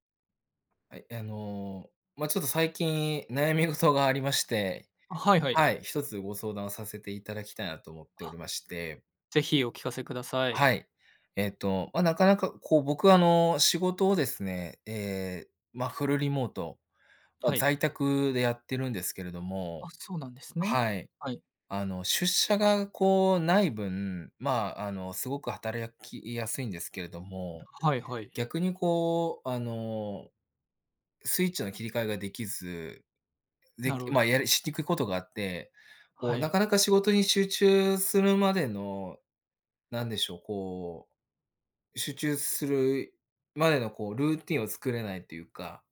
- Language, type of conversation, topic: Japanese, advice, 仕事中に集中するルーティンを作れないときの対処法
- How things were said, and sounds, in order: none